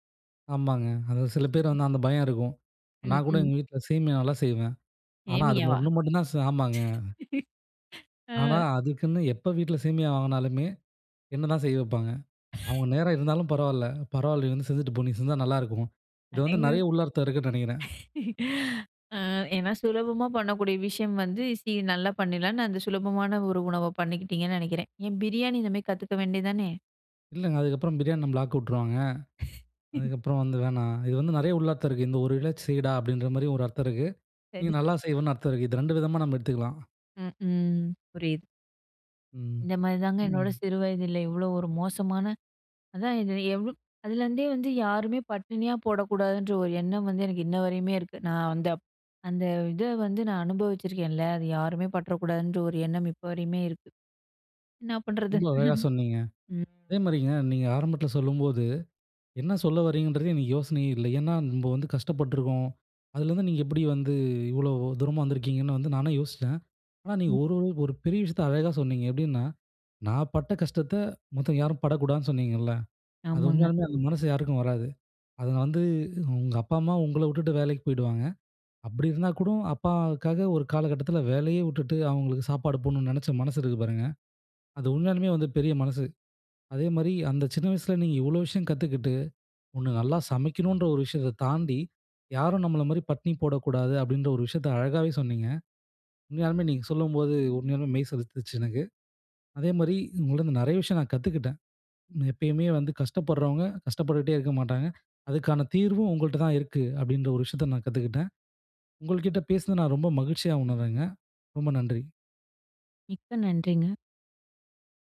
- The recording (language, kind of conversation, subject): Tamil, podcast, சிறு வயதில் கற்றுக்கொண்டது இன்றும் உங்களுக்கு பயனாக இருக்கிறதா?
- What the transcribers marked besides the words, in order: laugh; laugh; laugh; laugh; laugh; chuckle